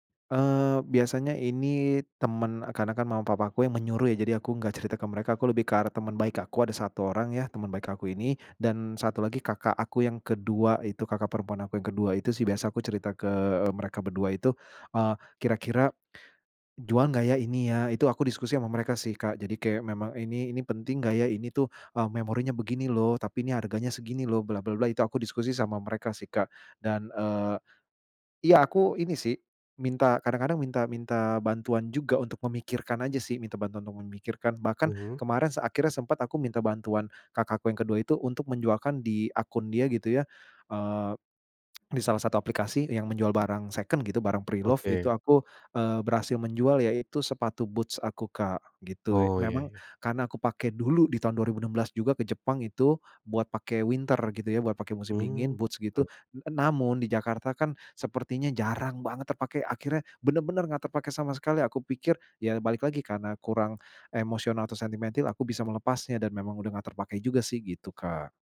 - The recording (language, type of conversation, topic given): Indonesian, advice, Mengapa saya merasa emosional saat menjual barang bekas dan terus menundanya?
- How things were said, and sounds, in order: tsk; tapping; in English: "preloved"; in English: "winter"